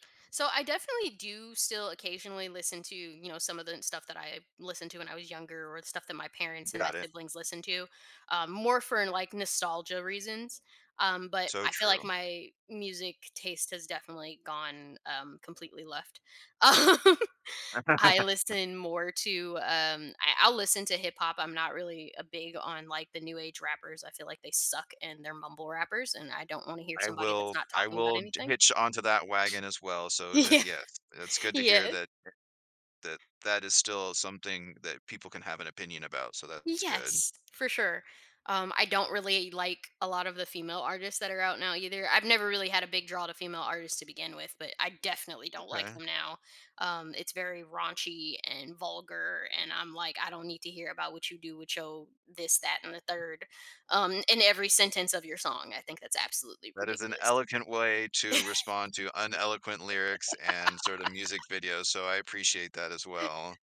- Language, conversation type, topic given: English, podcast, How do early experiences shape our lifelong passion for music?
- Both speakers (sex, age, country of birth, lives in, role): female, 30-34, United States, United States, guest; male, 40-44, Canada, United States, host
- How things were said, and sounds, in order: other background noise; laughing while speaking: "um"; laugh; laughing while speaking: "Y yeah"; unintelligible speech; chuckle; laugh